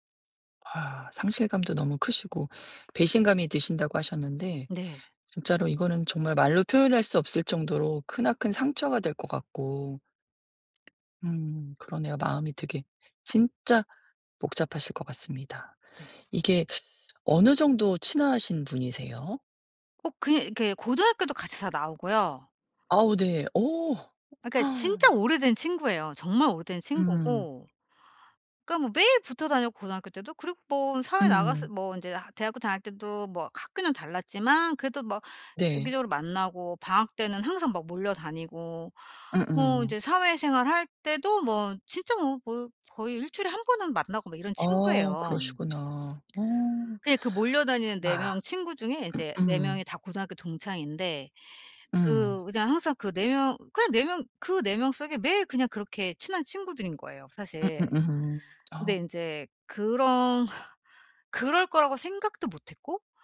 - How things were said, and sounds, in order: tapping; other background noise; gasp; sigh
- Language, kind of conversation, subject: Korean, advice, 다른 사람을 다시 신뢰하려면 어디서부터 안전하게 시작해야 할까요?